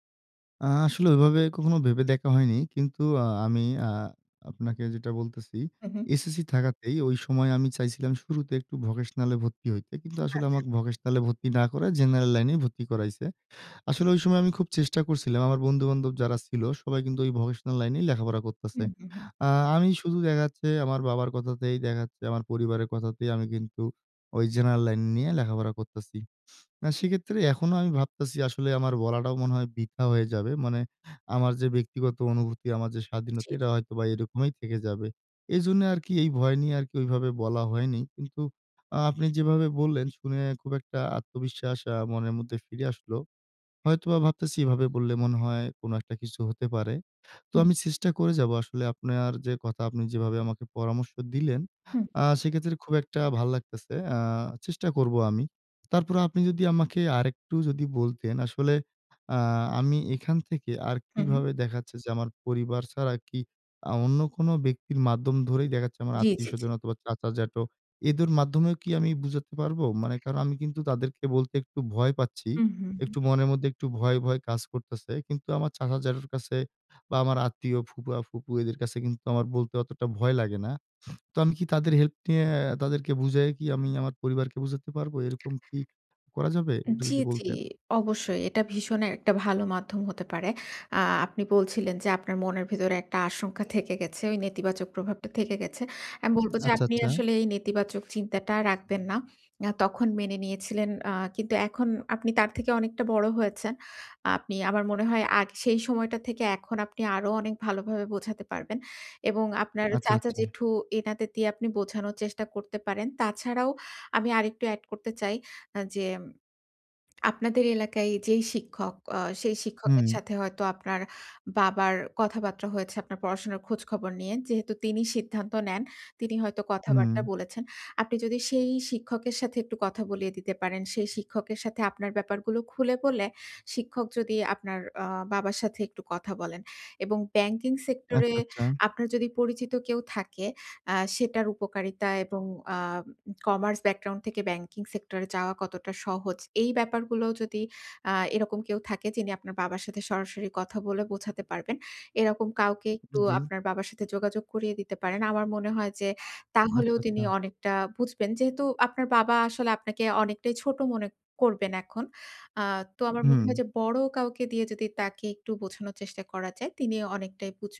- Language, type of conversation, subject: Bengali, advice, ব্যক্তিগত অনুভূতি ও স্বাধীনতা বজায় রেখে অনিচ্ছাকৃত পরামর্শ কীভাবে বিনয়ের সঙ্গে ফিরিয়ে দিতে পারি?
- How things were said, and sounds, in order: other background noise; "আমাকে" said as "আমাক"; "দেখা যাচ্ছে" said as "দেখাচ্ছে"; "দেখা যাচ্ছে" said as "দেখাচ্ছে"; "দেখা যাচ্ছে" said as "দেখাচ্ছে"; "দেখা যাচ্ছে" said as "দেখাচ্ছে"; "বুঝাতে" said as "বুজাতে"; tapping; "বোঝায়ে" said as "বুজায়ে"; "ভীষণই" said as "ভীষণে"